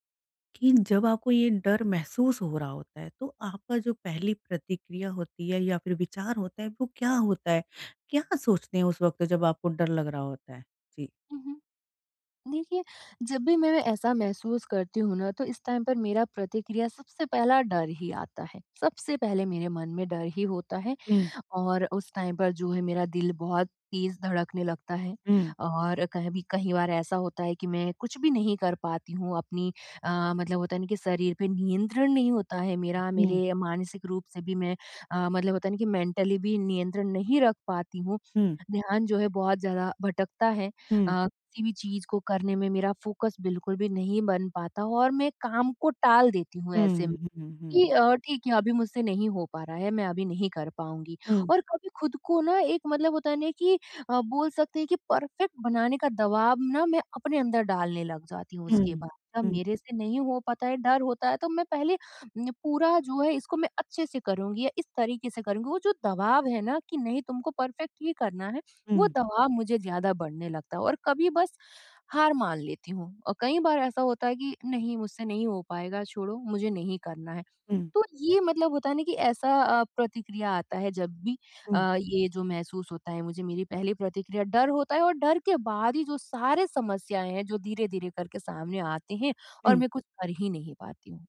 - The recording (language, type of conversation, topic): Hindi, advice, असफलता के डर को नियंत्रित करना
- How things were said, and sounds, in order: in English: "टाइम"; in English: "टाइम"; in English: "मेंटली"; in English: "फ़ोकस"; in English: "परफेक्ट"; in English: "परफेक्ट"